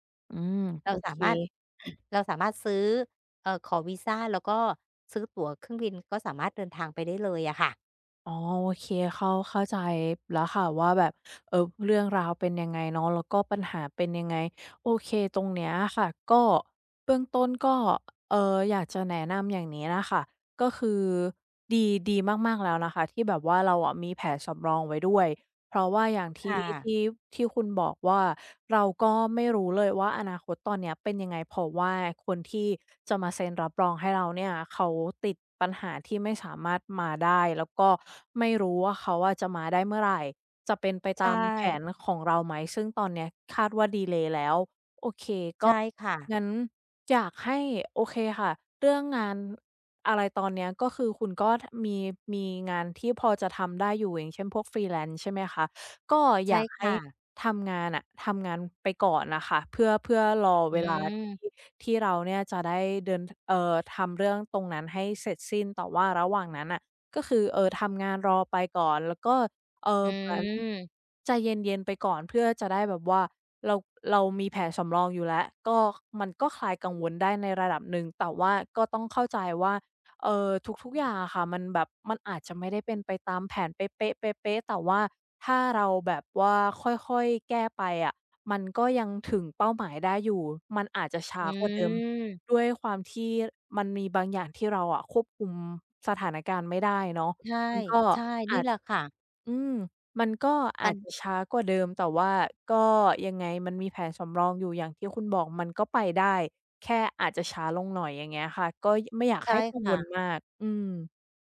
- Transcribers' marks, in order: other background noise; in English: "freelance"; drawn out: "อืม"
- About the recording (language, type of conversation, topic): Thai, advice, ฉันรู้สึกกังวลกับอนาคตที่ไม่แน่นอน ควรทำอย่างไร?